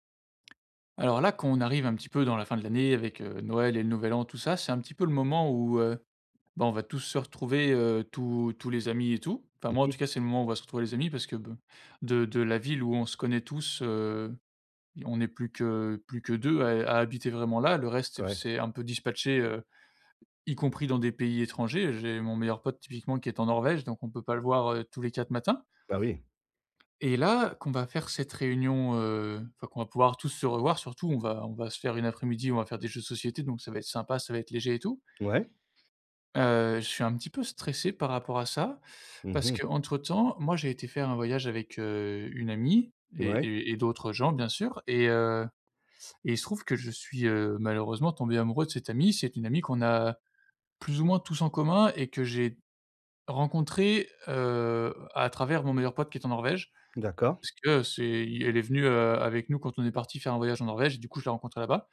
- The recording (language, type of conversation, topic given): French, advice, Comment gérer l’anxiété avant des retrouvailles ou une réunion ?
- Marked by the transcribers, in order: "quand" said as "qu'on"